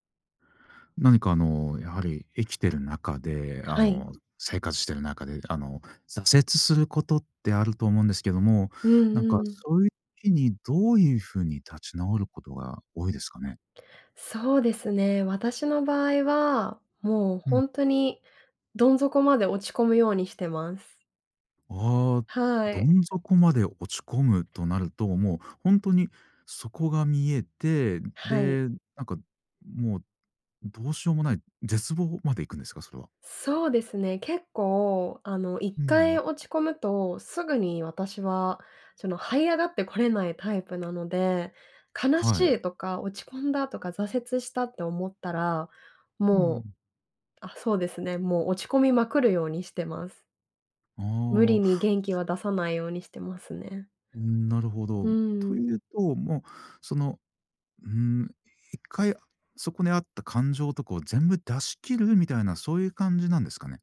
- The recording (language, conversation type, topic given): Japanese, podcast, 挫折から立ち直るとき、何をしましたか？
- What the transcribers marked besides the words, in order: none